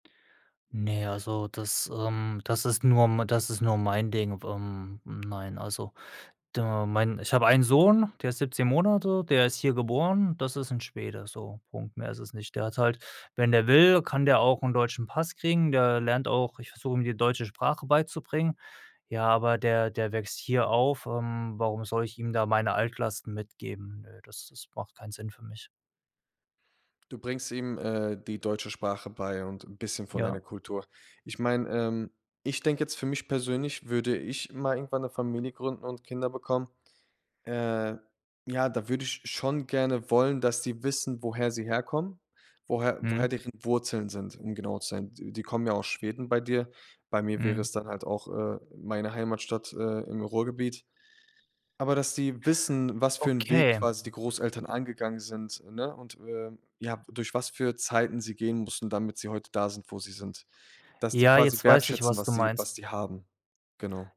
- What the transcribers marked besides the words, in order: sad: "Ne, also das, ähm, das … nur mein Ding"
- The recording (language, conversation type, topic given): German, podcast, Was bedeutet Heimat für dich in einer multikulturellen Welt?